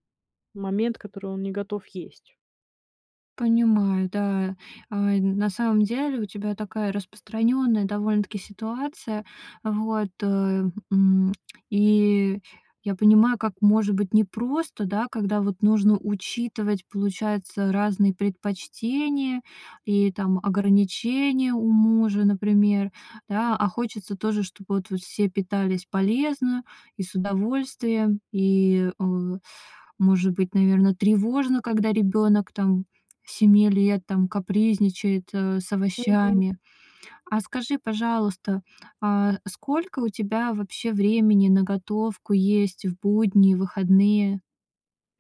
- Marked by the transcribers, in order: lip smack; tapping
- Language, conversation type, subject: Russian, advice, Как научиться готовить полезную еду для всей семьи?